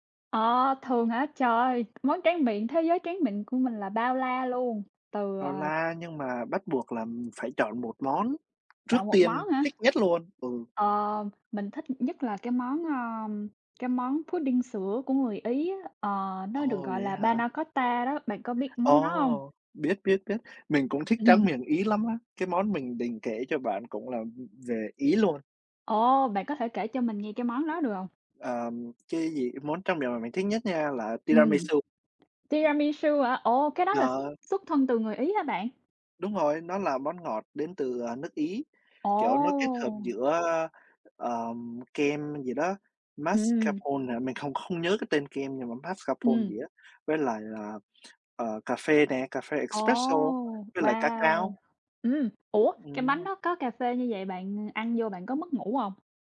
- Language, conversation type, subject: Vietnamese, unstructured, Món tráng miệng nào bạn không thể cưỡng lại được?
- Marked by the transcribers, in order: other background noise; tapping